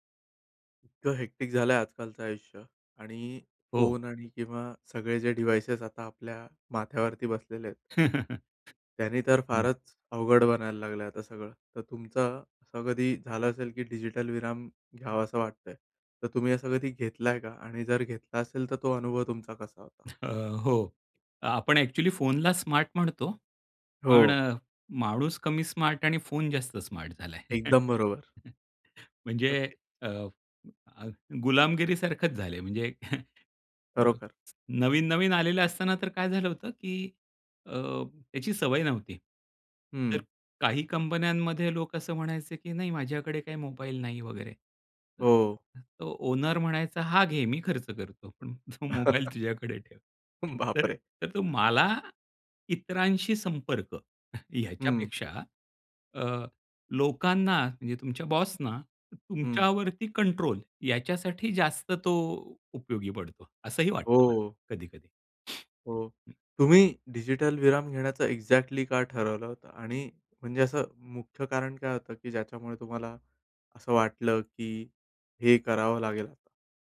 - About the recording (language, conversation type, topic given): Marathi, podcast, डिजिटल विराम घेण्याचा अनुभव तुमचा कसा होता?
- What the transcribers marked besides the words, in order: in English: "हेक्टिक"; in English: "डिव्हाइसेस"; chuckle; other background noise; tapping; in English: "स्मार्ट"; in English: "स्मार्ट"; in English: "स्मार्ट"; chuckle; in English: "ओनर"; chuckle; laughing while speaking: "तो मोबाईल तुझ्याकडे ठेव"; laughing while speaking: "बापरे!"; chuckle; in English: "एक्झॅक्टली"